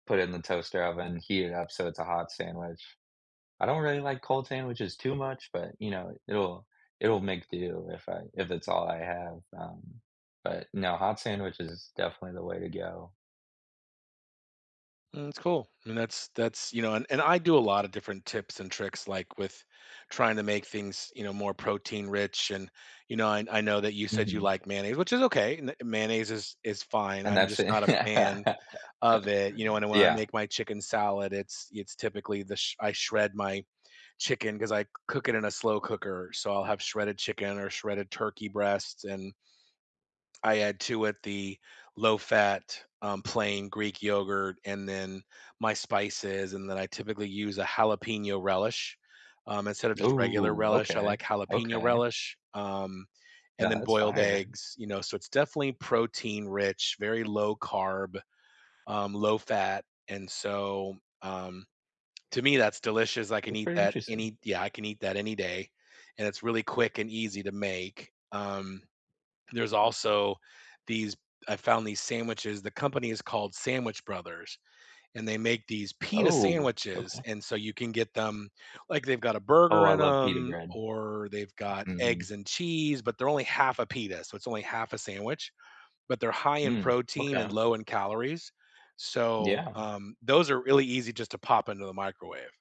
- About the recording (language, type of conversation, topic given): English, unstructured, Which childhood tradition still means the most to you, or which one would you love to revive, and how could you bring it back now?
- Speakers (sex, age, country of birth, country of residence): male, 20-24, United States, United States; male, 50-54, United States, United States
- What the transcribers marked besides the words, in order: tapping; laughing while speaking: "it"; laugh